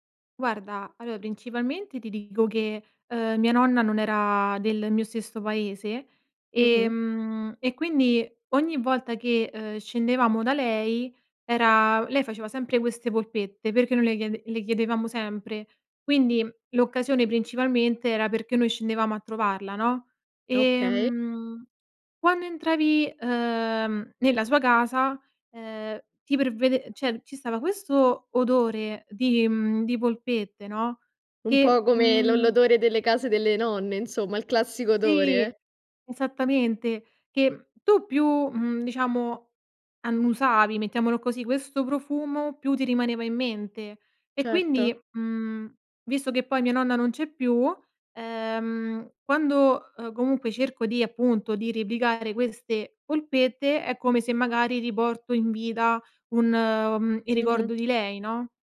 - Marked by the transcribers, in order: tapping; "allora" said as "allò"
- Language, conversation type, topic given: Italian, podcast, Quali sapori ti riportano subito alle cene di famiglia?